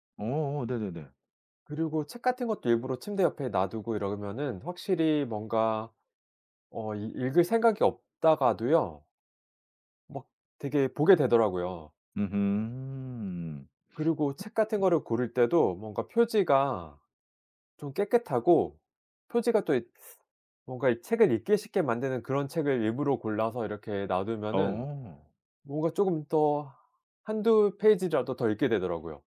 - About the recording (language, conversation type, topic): Korean, podcast, 디지털 디톡스는 어떻게 하세요?
- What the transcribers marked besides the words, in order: other background noise; sniff